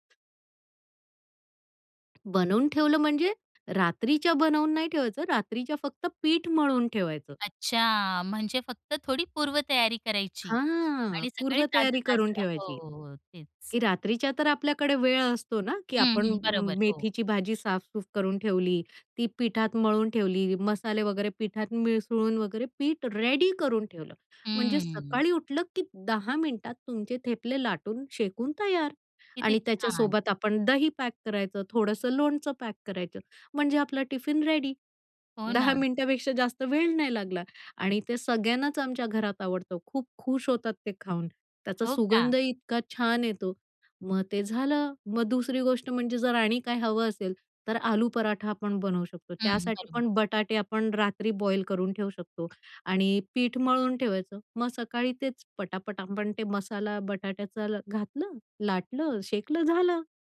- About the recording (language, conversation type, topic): Marathi, podcast, खाण्यातून प्रेम आणि काळजी कशी व्यक्त कराल?
- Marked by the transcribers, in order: other background noise; tapping; in English: "रेडी"; in English: "रेडी"